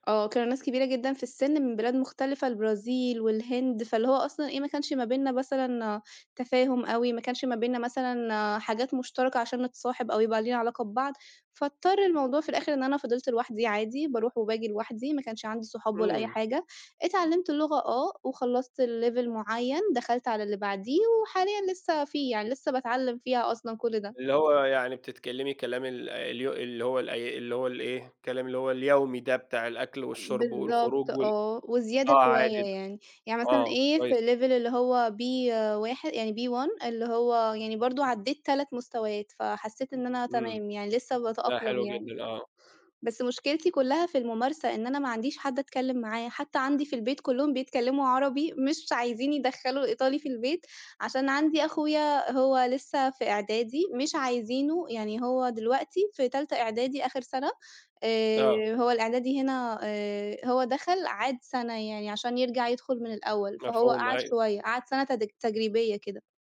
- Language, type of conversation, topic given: Arabic, podcast, إزاي الهجرة أثّرت على هويتك وإحساسك بالانتماء للوطن؟
- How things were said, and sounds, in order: in English: "لlevel"; tapping; in English: "الlevel"